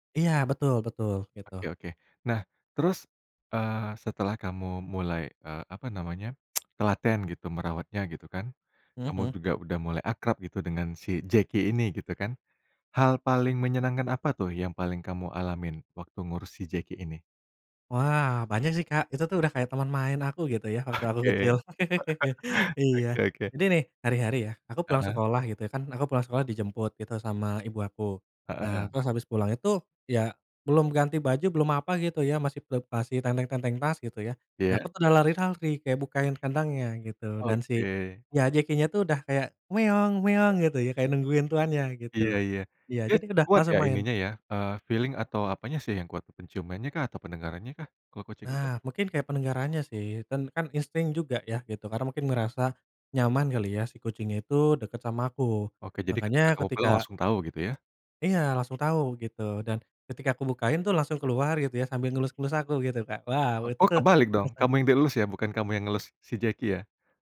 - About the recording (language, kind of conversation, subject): Indonesian, podcast, Bagaimana pengalaman pertama kamu merawat hewan peliharaan?
- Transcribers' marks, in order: tongue click; laughing while speaking: "Oke"; other background noise; in English: "feeling"; tapping; chuckle